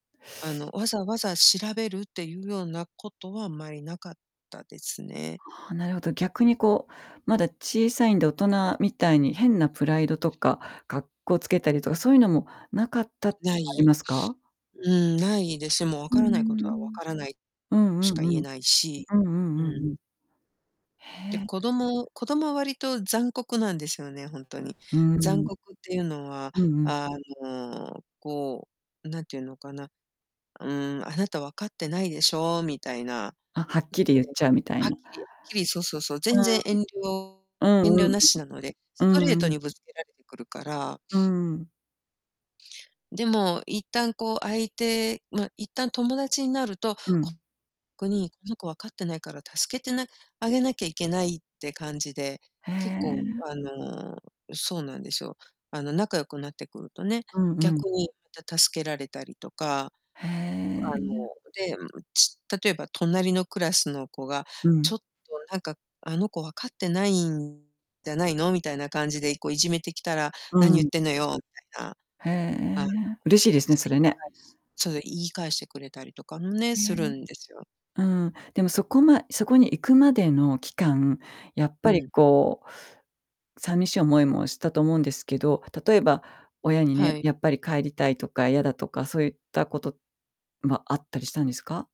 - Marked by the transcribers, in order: other background noise; unintelligible speech; distorted speech
- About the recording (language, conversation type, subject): Japanese, podcast, 言葉の壁をどのように乗り越えましたか？
- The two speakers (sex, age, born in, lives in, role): female, 55-59, Japan, Japan, host; female, 55-59, Japan, United States, guest